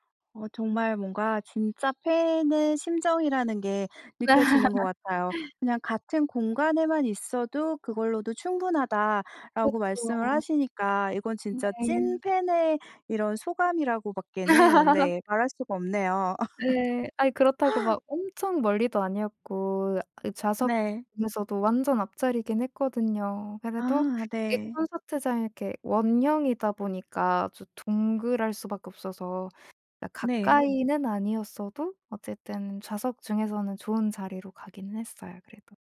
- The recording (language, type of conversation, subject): Korean, podcast, 가장 기억에 남는 콘서트는 어땠어?
- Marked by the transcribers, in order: tapping; laugh; laugh; laugh; background speech